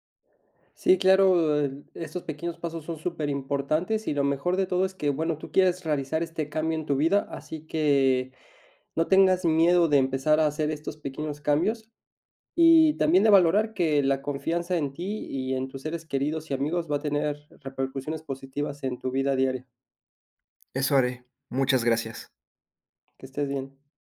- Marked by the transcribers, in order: other background noise
- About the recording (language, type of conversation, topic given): Spanish, advice, ¿Por qué me siento emocionalmente desconectado de mis amigos y mi familia?